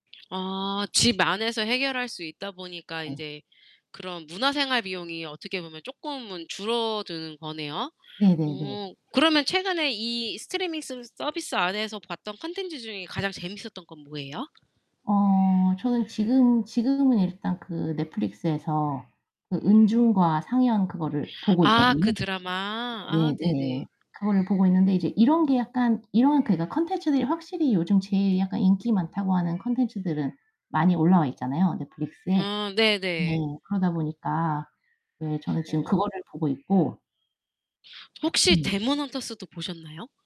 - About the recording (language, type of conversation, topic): Korean, podcast, 스트리밍 서비스 이용으로 소비 습관이 어떻게 달라졌나요?
- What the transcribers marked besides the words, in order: tapping; distorted speech; background speech; other background noise